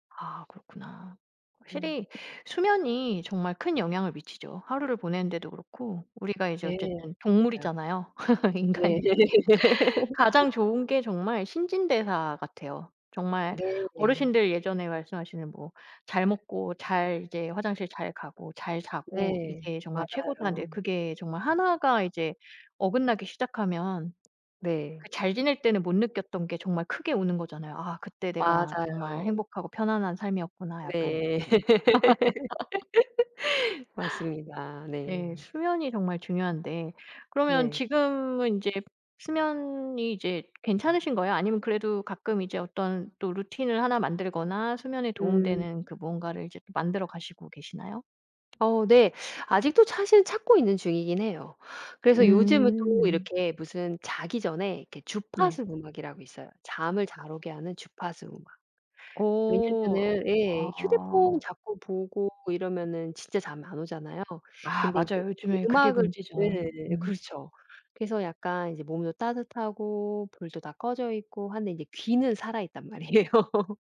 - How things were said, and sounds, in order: other background noise; laugh; laughing while speaking: "인간이"; laugh; laugh; tapping; laughing while speaking: "말이에요"
- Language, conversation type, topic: Korean, podcast, 편하게 잠들려면 보통 무엇을 신경 쓰시나요?